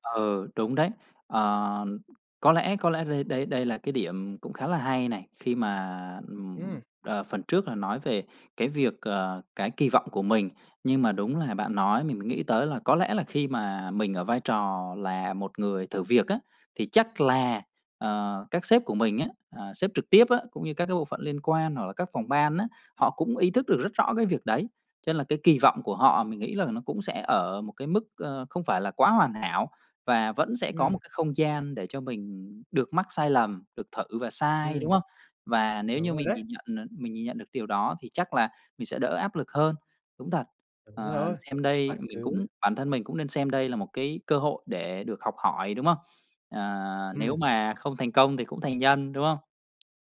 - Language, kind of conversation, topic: Vietnamese, advice, Làm sao để vượt qua nỗi e ngại thử điều mới vì sợ mình không giỏi?
- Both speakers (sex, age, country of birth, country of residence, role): male, 20-24, Vietnam, Vietnam, advisor; male, 30-34, Vietnam, Vietnam, user
- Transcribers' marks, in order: tapping; other background noise